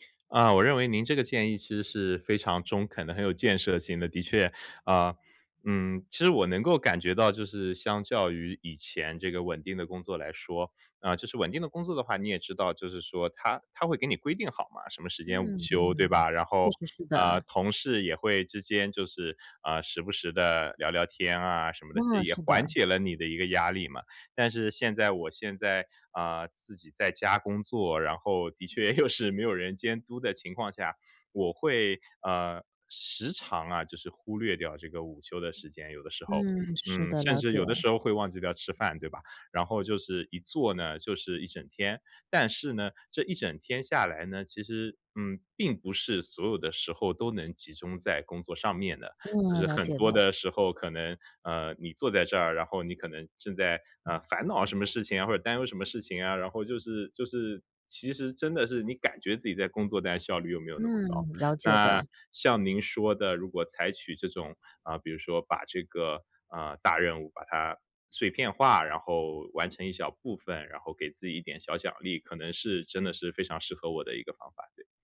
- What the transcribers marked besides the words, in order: laughing while speaking: "又是"; other background noise; lip smack
- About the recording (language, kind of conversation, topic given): Chinese, advice, 如何利用专注时间段来减少拖延？
- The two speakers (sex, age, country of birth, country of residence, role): female, 35-39, China, United States, advisor; male, 35-39, China, United States, user